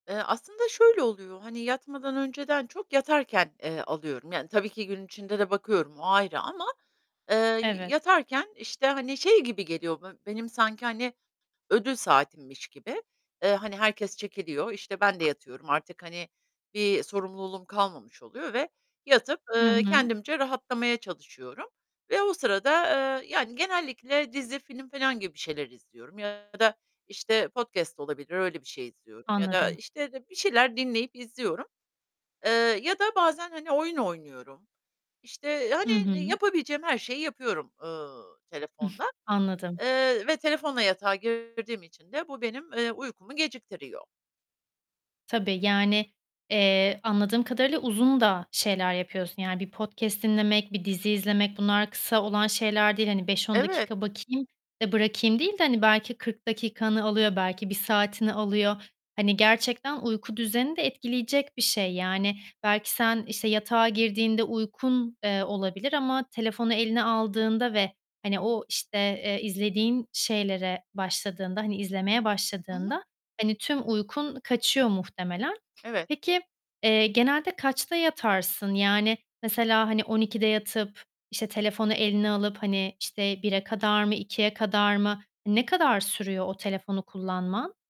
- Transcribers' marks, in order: other background noise; distorted speech; tapping
- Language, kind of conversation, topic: Turkish, advice, Gece ekran kullanımı nedeniyle uykuya dalmakta zorlanıyor musunuz?